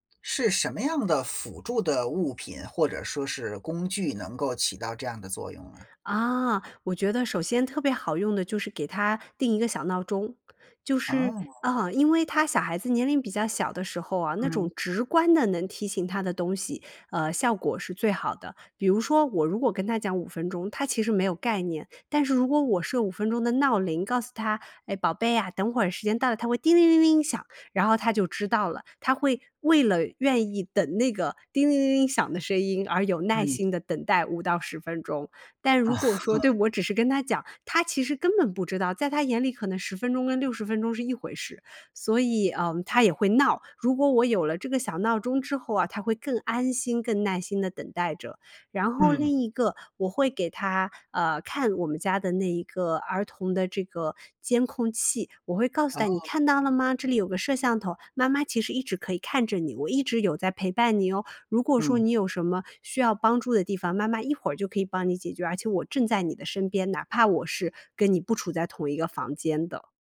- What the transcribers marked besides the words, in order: other background noise; laugh
- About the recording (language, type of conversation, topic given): Chinese, podcast, 遇到孩子或家人打扰时，你通常会怎么处理？